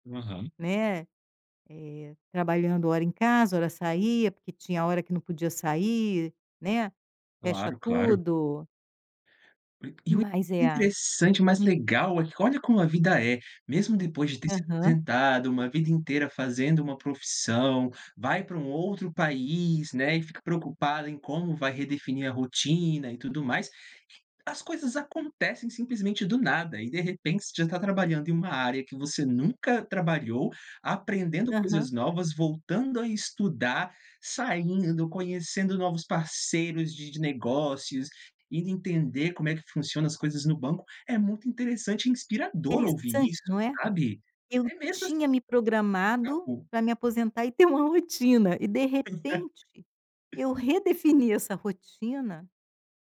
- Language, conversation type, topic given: Portuguese, advice, Como você vê a aposentadoria e a redefinição da sua rotina?
- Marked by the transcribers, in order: throat clearing; tapping; unintelligible speech; laugh